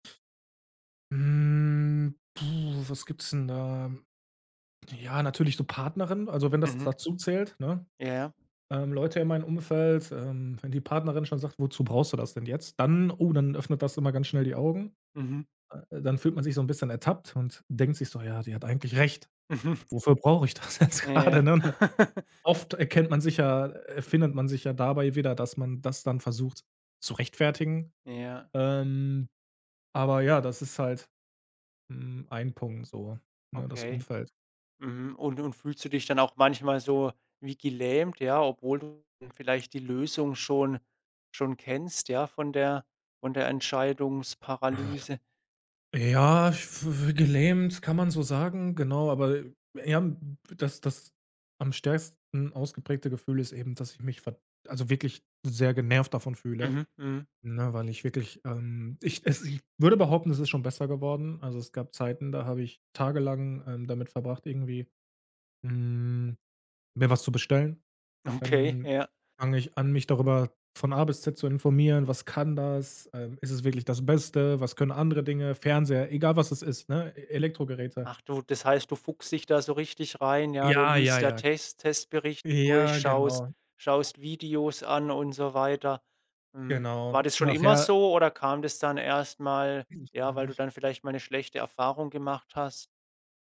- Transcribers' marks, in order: other background noise; drawn out: "Hm"; laughing while speaking: "Mhm"; chuckle; laughing while speaking: "das jetzt grade, ne?"; other noise; drawn out: "hm"
- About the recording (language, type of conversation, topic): German, podcast, Was löst bei dir Entscheidungsparalyse aus?